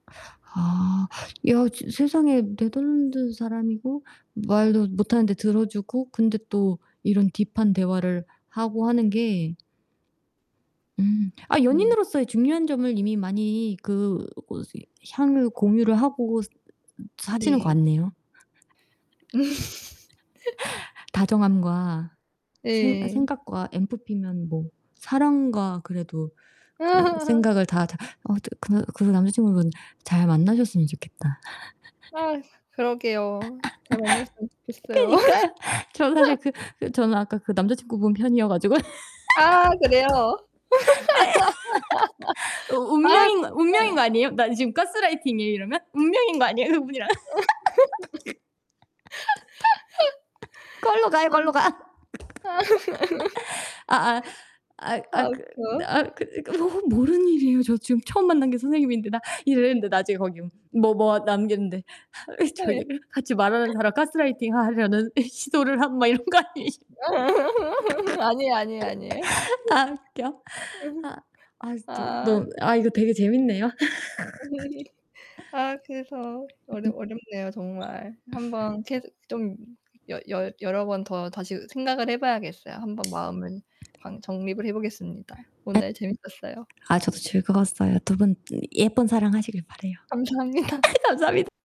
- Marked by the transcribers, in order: in English: "딥한"; other background noise; laughing while speaking: "음"; laugh; laugh; laugh; laughing while speaking: "그니까요"; distorted speech; laugh; laugh; tapping; laughing while speaking: "네"; laugh; laugh; laughing while speaking: "운명인 거 아니에요, 그분이랑? 걸로 가요, 걸로 가"; laughing while speaking: "아"; laugh; laughing while speaking: "저기를"; laugh; laughing while speaking: "하려는 이 시도를 함. 막 이런 거 아니시"; laugh; laugh; background speech; laugh; static; laughing while speaking: "감사합니다"; laughing while speaking: "감사합니다"
- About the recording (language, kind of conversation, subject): Korean, unstructured, 연애할 때 가장 중요하다고 생각하는 것은 무엇인가요?